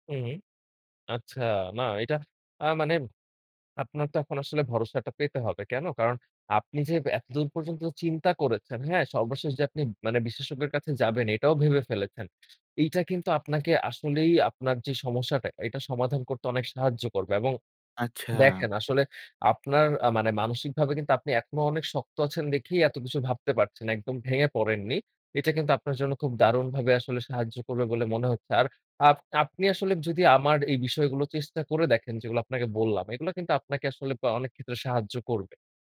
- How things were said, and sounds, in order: other background noise; tapping
- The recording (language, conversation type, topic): Bengali, advice, ক্রেডিট কার্ডের দেনা কেন বাড়ছে?